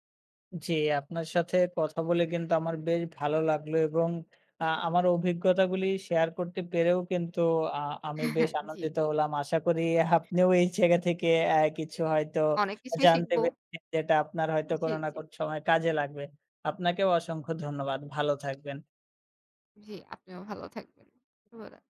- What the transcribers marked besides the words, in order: tapping; chuckle; laughing while speaking: "আপনিও এই জায়গা থেকে"; unintelligible speech
- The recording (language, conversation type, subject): Bengali, podcast, নিজের অনুভূতিকে কখন বিশ্বাস করবেন, আর কখন সন্দেহ করবেন?